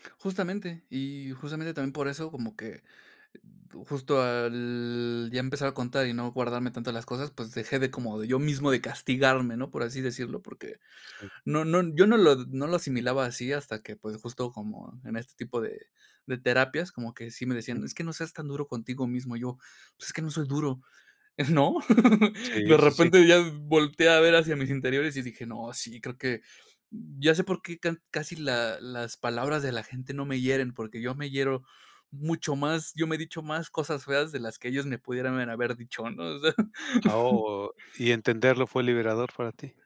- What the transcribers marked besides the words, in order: laugh
- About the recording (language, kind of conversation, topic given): Spanish, podcast, ¿Cómo manejar los pensamientos durante la práctica?